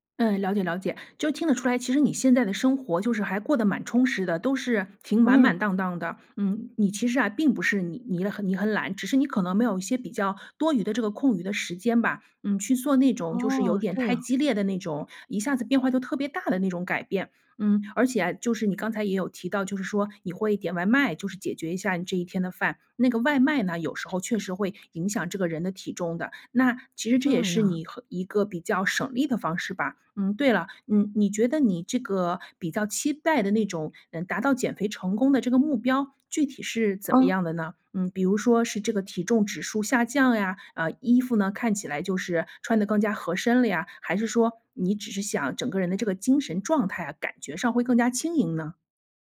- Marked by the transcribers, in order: other background noise
- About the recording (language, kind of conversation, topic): Chinese, advice, 如果我想减肥但不想节食或过度运动，该怎么做才更健康？